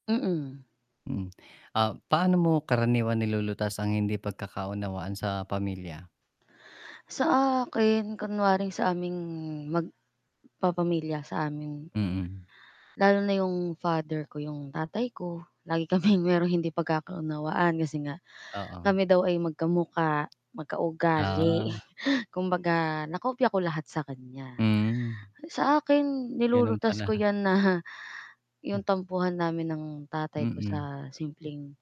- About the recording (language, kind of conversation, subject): Filipino, unstructured, Paano mo karaniwang inaayos ang mga hindi pagkakaunawaan sa pamilya?
- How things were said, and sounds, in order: static; tapping; chuckle